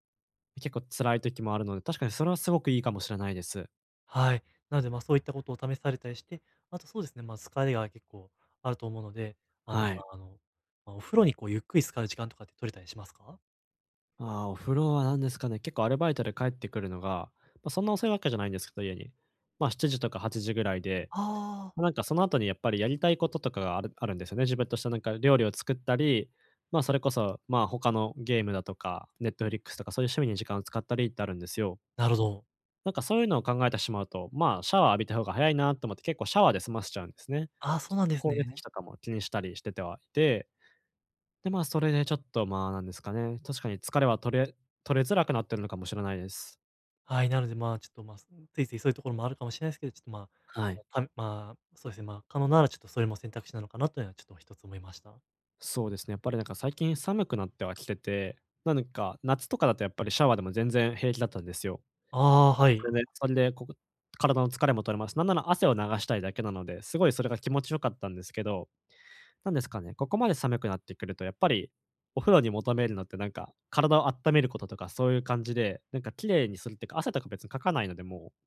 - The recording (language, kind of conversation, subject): Japanese, advice, 家でゆっくり休んで疲れを早く癒すにはどうすればいいですか？
- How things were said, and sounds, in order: none